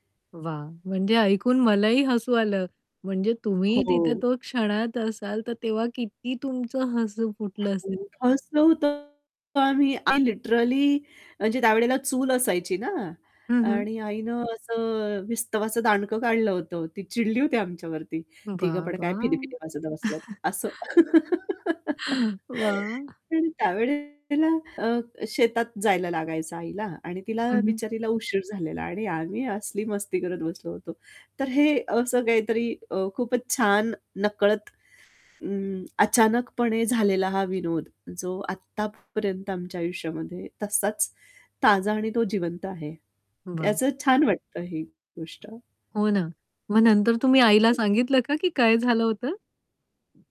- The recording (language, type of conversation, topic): Marathi, podcast, अजूनही आठवलं की आपोआप हसू येतं, असा तुमचा आणि इतरांचा एकत्र हसण्याचा कोणता किस्सा आहे?
- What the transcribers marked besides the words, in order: other noise; static; distorted speech; other background noise; in English: "लिटरली"; chuckle; laugh; tapping